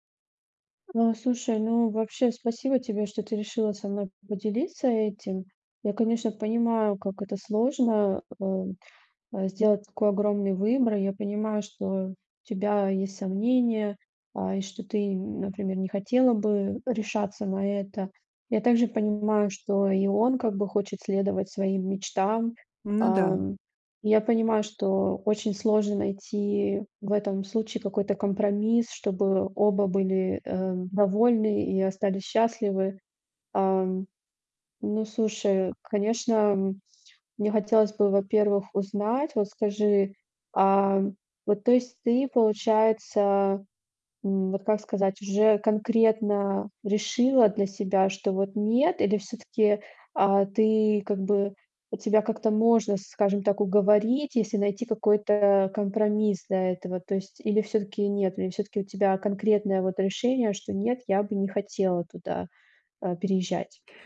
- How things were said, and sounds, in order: other background noise; tapping
- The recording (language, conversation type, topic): Russian, advice, Как понять, совместимы ли мы с партнёром, если у нас разные жизненные приоритеты?